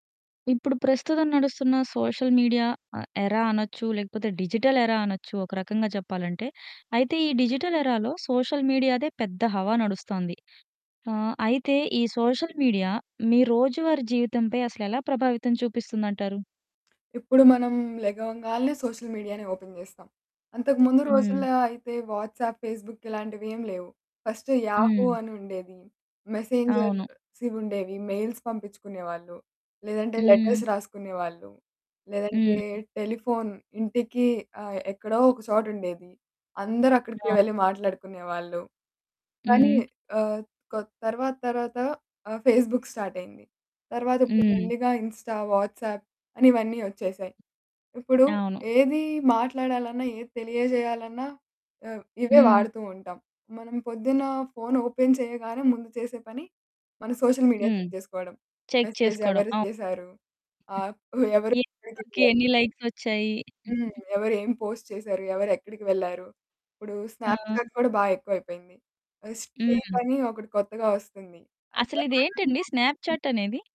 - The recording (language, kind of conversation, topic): Telugu, podcast, సోషల్ మీడియా మీ రోజువారీ జీవితం మీద ఎలా ప్రభావం చూపింది?
- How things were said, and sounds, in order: in English: "సోషల్ మీడియా"; in English: "ఎరా"; in English: "డిజిటల్ ఎరా"; in English: "డిజిటల్ ఎరాలో సోషల్ మీడియాదే"; other background noise; in English: "సోషల్ మీడియా"; lip smack; in English: "సోషల్ మీడియానే ఓపెన్"; in English: "వాట్సాప్, ఫేస్‌బుక్"; in English: "ఫస్ట్ యాహూ"; in English: "మెయిల్స్"; in English: "లెటర్స్"; in English: "టెలిఫోన్"; distorted speech; lip smack; in English: "ఫేస్‌బుక్ స్టార్ట్"; in English: "ఇన్‌స్టా, వాట్సాప్"; in English: "ఓపెన్"; in English: "సోషల్ మీడియాని చెక్"; in English: "చెక్"; in English: "మెసేజ్"; other noise; unintelligible speech; in English: "లైక్స్"; unintelligible speech; in English: "పోస్ట్"; in English: "స్నాప్‌చాట్"; in English: "స్నాప్‌చాట్"; unintelligible speech